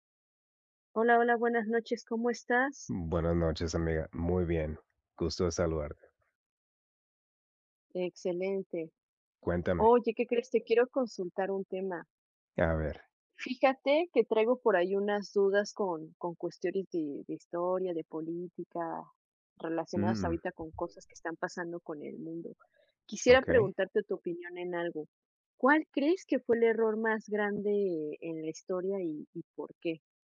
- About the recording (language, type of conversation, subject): Spanish, unstructured, ¿Cuál crees que ha sido el mayor error de la historia?
- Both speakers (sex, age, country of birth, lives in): male, 40-44, United States, United States; other, 30-34, Mexico, Mexico
- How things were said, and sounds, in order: tapping